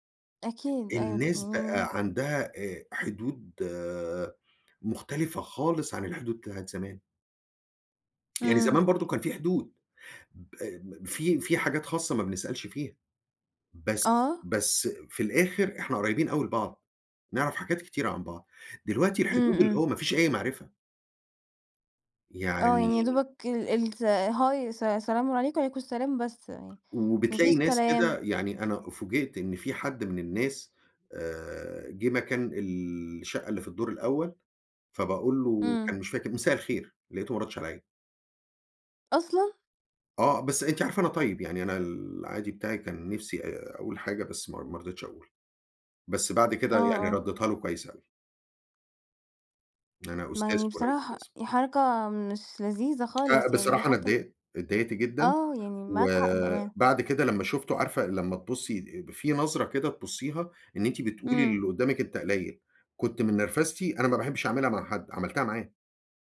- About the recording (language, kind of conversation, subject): Arabic, podcast, إيه معنى كلمة جيرة بالنسبة لك؟
- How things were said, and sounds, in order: tapping